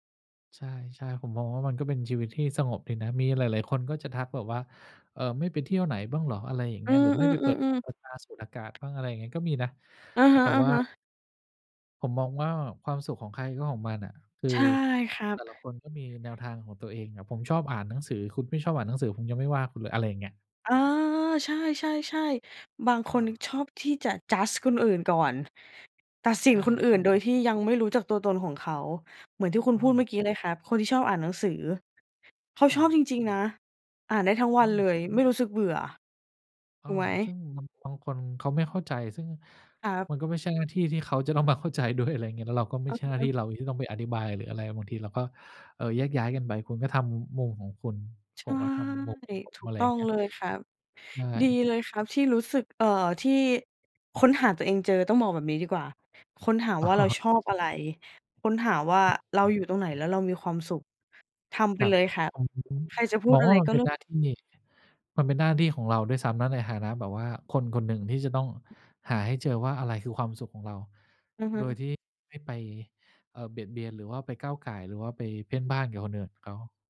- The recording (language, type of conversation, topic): Thai, podcast, การพักผ่อนแบบไหนช่วยให้คุณกลับมามีพลังอีกครั้ง?
- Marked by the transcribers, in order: other background noise; tapping; laughing while speaking: "ด้วย"